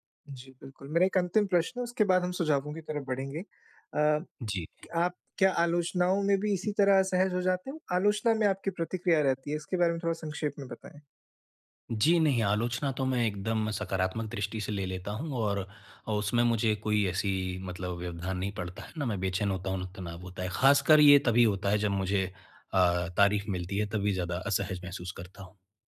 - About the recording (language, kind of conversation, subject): Hindi, advice, तारीफ मिलने पर असहजता कैसे दूर करें?
- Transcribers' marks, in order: none